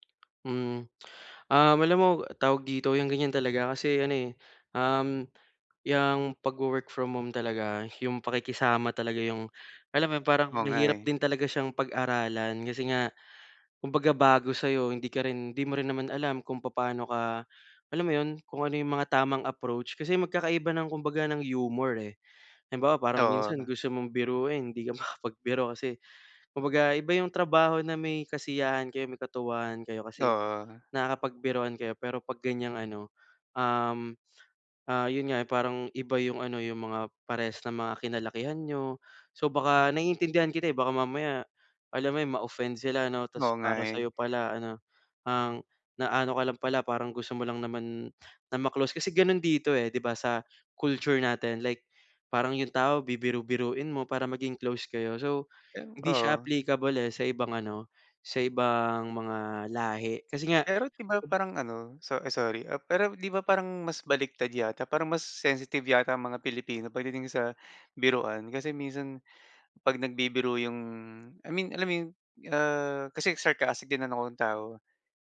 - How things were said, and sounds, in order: none
- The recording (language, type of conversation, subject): Filipino, advice, Paano ko makikilala at marerespeto ang takot o pagkabalisa ko sa araw-araw?